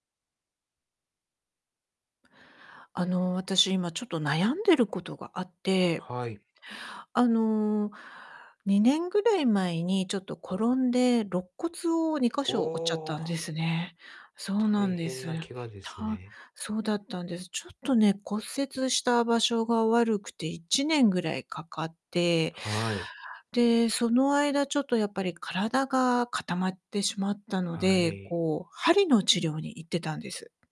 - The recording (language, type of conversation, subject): Japanese, advice, たくさんの健康情報に混乱していて、何を信じればいいのか迷っていますが、どうすれば見極められますか？
- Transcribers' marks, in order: chuckle